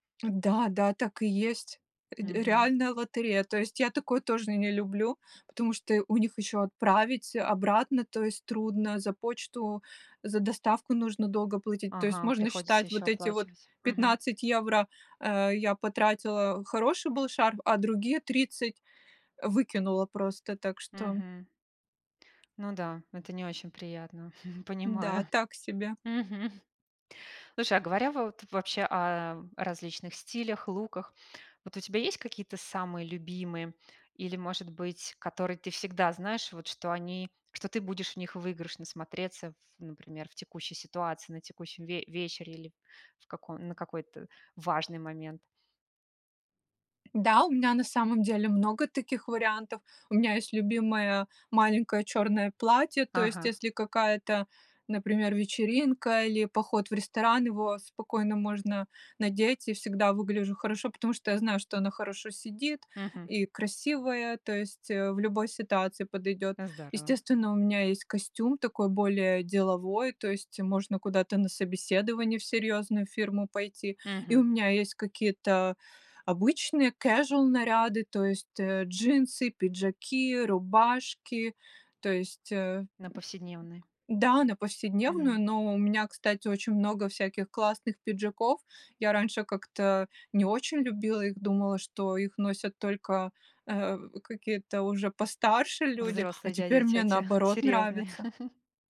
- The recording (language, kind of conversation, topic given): Russian, podcast, Откуда ты черпаешь вдохновение для создания образов?
- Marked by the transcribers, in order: tapping; chuckle; laughing while speaking: "Мгм"; other background noise; chuckle